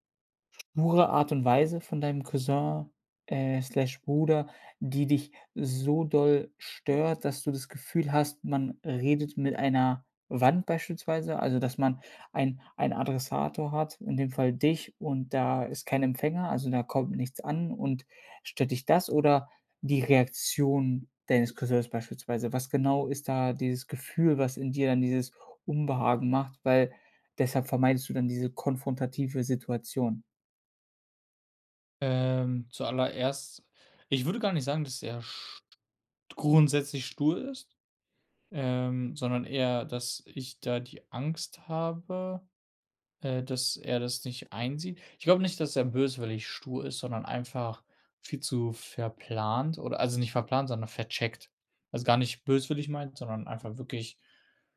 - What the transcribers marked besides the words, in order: other background noise; in English: "slash"
- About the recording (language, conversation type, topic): German, advice, Wie kann ich das Schweigen in einer wichtigen Beziehung brechen und meine Gefühle offen ausdrücken?